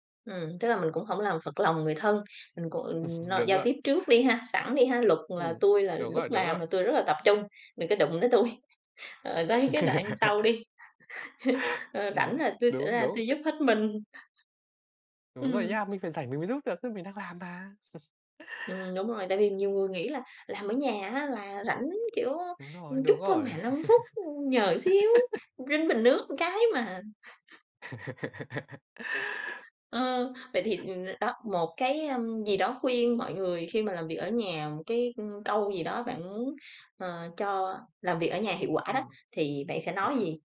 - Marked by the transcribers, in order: laugh; tapping; laugh; laughing while speaking: "tui"; laugh; laughing while speaking: "mình"; other background noise; chuckle; laugh; "một" said as "ừn"; laugh; unintelligible speech
- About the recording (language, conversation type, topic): Vietnamese, podcast, Bạn có mẹo nào để chống trì hoãn khi làm việc ở nhà không?